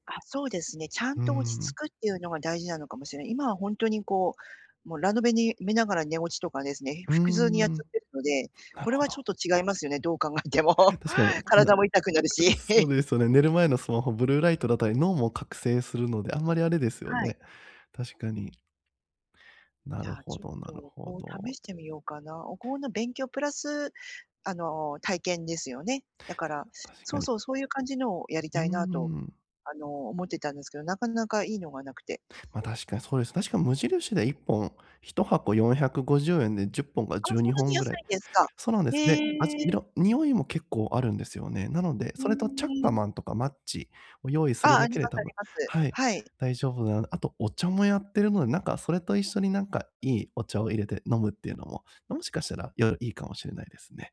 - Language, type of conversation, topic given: Japanese, advice, 夜にリラックスできる習慣はどうやって身につければよいですか？
- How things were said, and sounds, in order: other background noise; laughing while speaking: "どう考えても"; chuckle; unintelligible speech